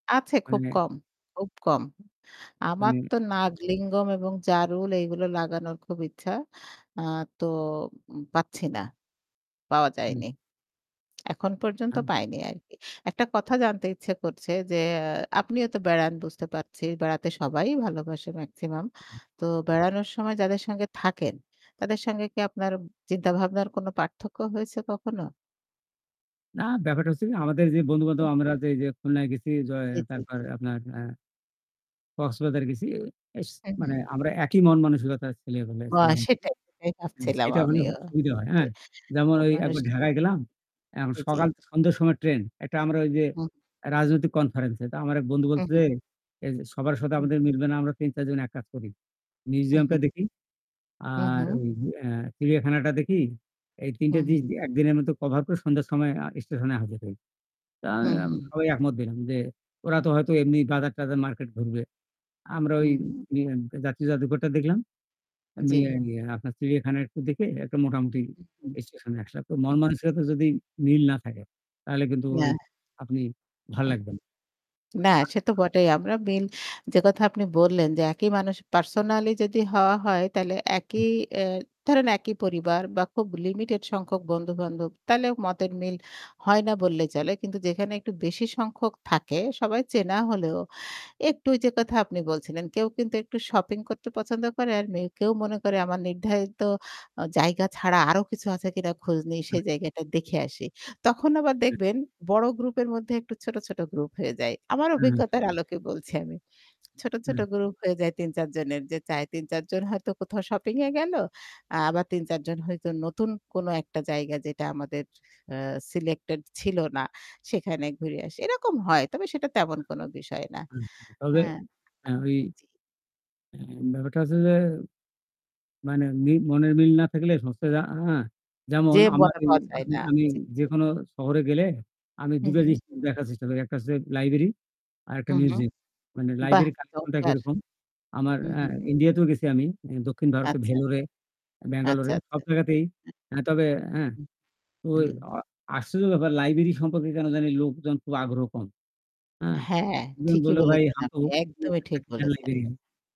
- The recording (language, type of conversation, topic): Bengali, unstructured, আপনি নতুন কোনো শহর বা দেশে ভ্রমণে গেলে সাধারণত কী কী ভাবেন?
- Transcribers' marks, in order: static; other background noise; distorted speech; tapping; mechanical hum; unintelligible speech; "হলাম" said as "বেরাম"; unintelligible speech; unintelligible speech; unintelligible speech; unintelligible speech